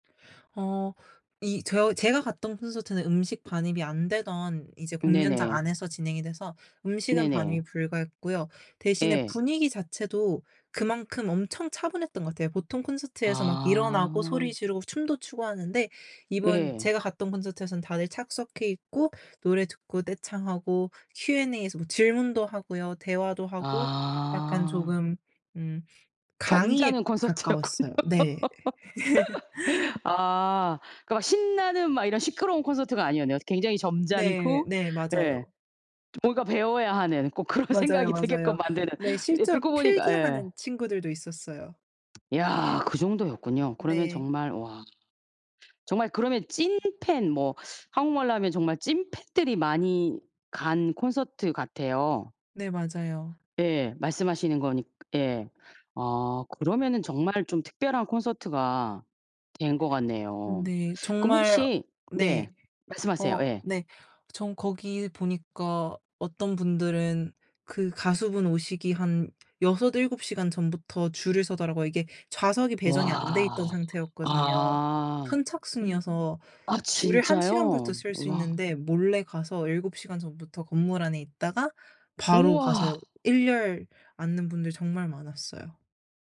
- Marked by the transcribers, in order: laughing while speaking: "콘서트였군요"; laugh; tapping; teeth sucking; teeth sucking; gasp
- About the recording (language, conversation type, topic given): Korean, podcast, 콘서트에서 가장 인상 깊었던 순간은 언제였나요?